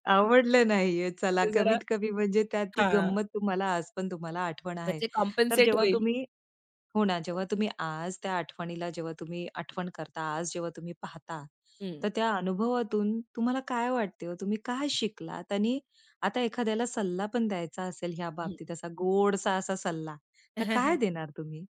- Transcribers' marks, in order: other background noise; in English: "कॉम्पेन्सेट"; chuckle
- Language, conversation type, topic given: Marathi, podcast, तुमच्या लग्नाच्या तयारीदरम्यानच्या आठवणी सांगू शकाल का?